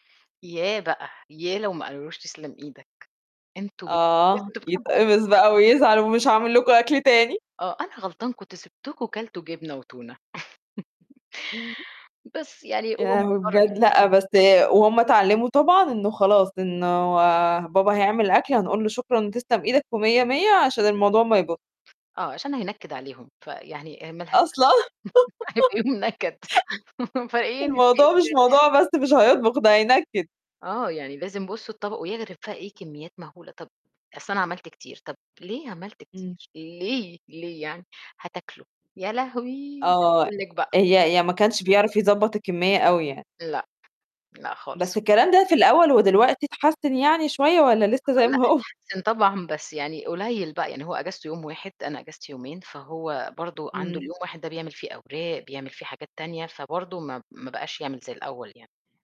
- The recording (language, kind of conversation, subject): Arabic, podcast, إزاي نِقسّم مسؤوليات البيت بين الأطفال أو الشريك/الشريكة بطريقة بسيطة وسهلة؟
- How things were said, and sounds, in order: unintelligible speech; unintelligible speech; chuckle; other noise; laughing while speaking: "أصلًا"; laugh; laughing while speaking: "هيبقى يوم نكد، فإيه"; laugh; other background noise; laughing while speaking: "ما هو؟"